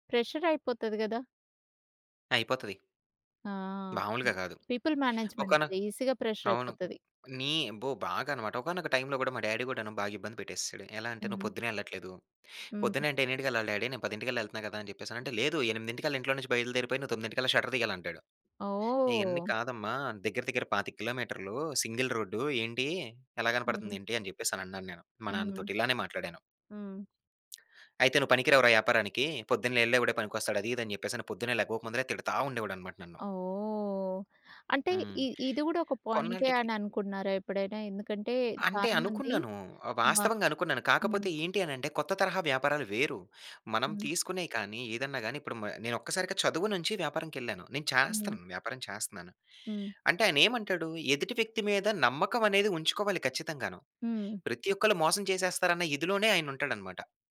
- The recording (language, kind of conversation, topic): Telugu, podcast, నీవు అనుకున్న దారిని వదిలి కొత్త దారిని ఎప్పుడు ఎంచుకున్నావు?
- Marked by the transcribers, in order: in English: "ప్రెషర్"; other background noise; in English: "పీపుల్"; in English: "ఈసీగా"; in English: "డ్యాడీ"; in English: "డ్యాడీ"; in English: "షట్టర్"; in English: "సింగిల్"; lip smack